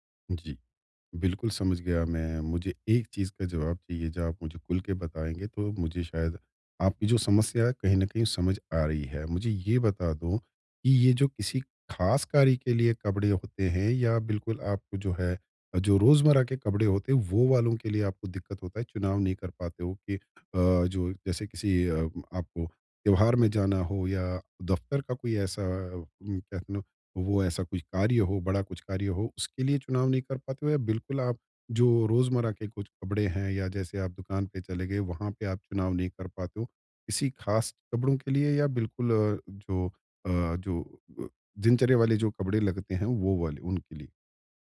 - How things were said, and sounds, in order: none
- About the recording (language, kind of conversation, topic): Hindi, advice, मेरे लिए किस तरह के कपड़े सबसे अच्छे होंगे?